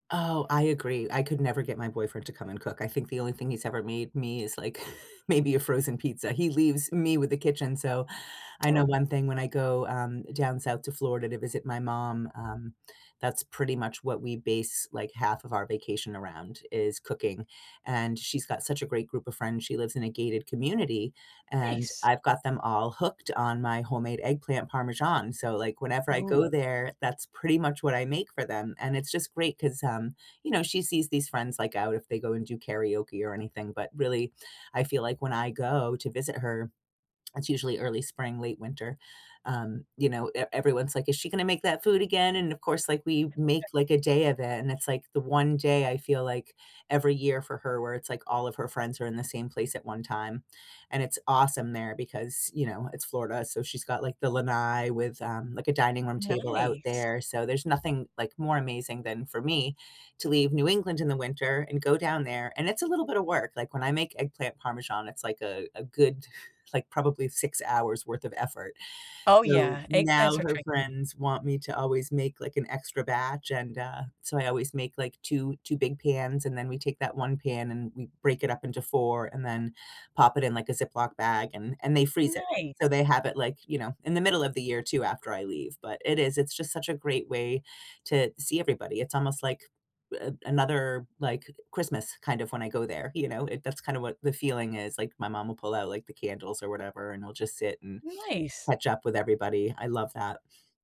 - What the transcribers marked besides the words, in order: laughing while speaking: "like"; other background noise; tapping; unintelligible speech; chuckle
- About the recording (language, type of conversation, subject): English, unstructured, How do you think food brings people together?
- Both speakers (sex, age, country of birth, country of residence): female, 45-49, United States, United States; female, 50-54, United States, United States